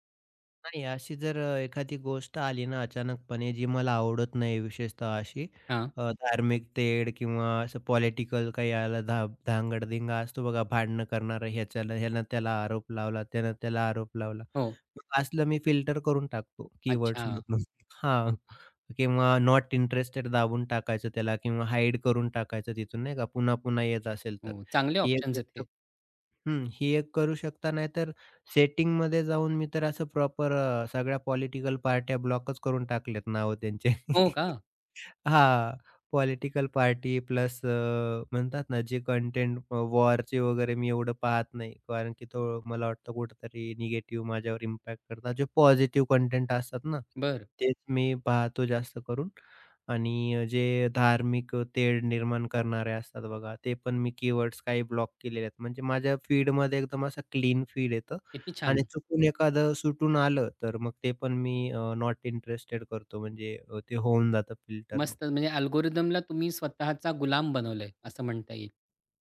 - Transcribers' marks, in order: other background noise; tapping; chuckle; in English: "प्रॉपर"; chuckle; in English: "इम्पॅक्ट"; in English: "अल्गोरिदमला"
- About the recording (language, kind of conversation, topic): Marathi, podcast, सामग्रीवर शिफारस-यंत्रणेचा प्रभाव तुम्हाला कसा जाणवतो?